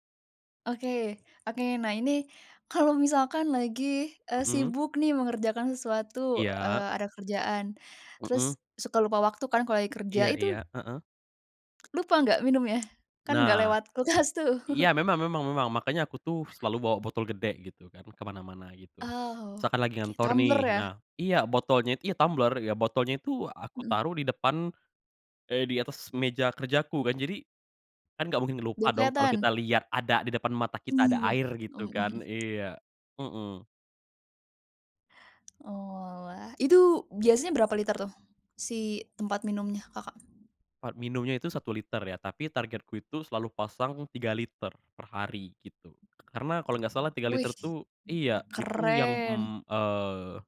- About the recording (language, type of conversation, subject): Indonesian, podcast, Apa strategi yang kamu pakai supaya bisa minum air yang cukup setiap hari?
- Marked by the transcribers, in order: other background noise; chuckle; tapping; other street noise